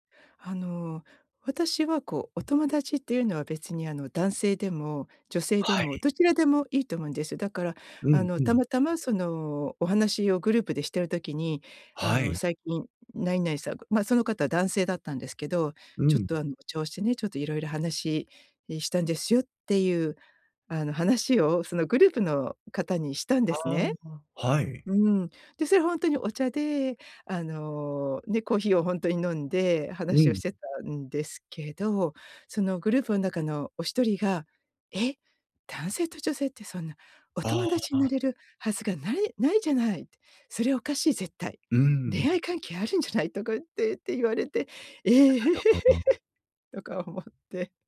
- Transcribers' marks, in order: laughing while speaking: "とかってって言われてええ？とか思って"
- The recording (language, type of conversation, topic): Japanese, advice, グループの中で自分の居場所が見つからないとき、どうすれば馴染めますか？